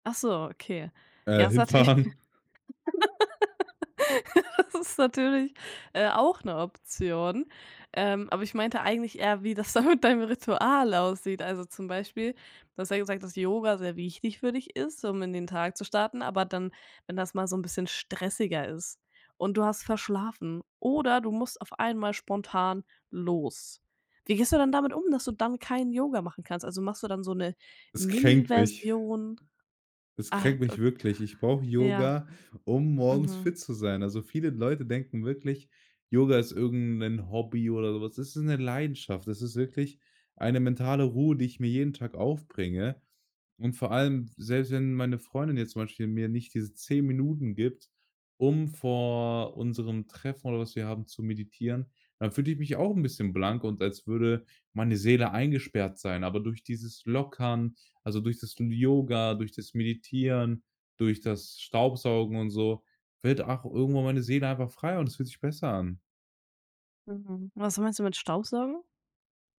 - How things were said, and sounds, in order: laughing while speaking: "Hinfahren"; laugh; laughing while speaking: "das ist natürlich"; laughing while speaking: "wie das da mit deinem Ritual"; stressed: "oder"; put-on voice: "Das ist 'ne Leidenschaft"
- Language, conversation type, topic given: German, podcast, Welche morgendlichen Rituale helfen dir, gut in den Tag zu starten?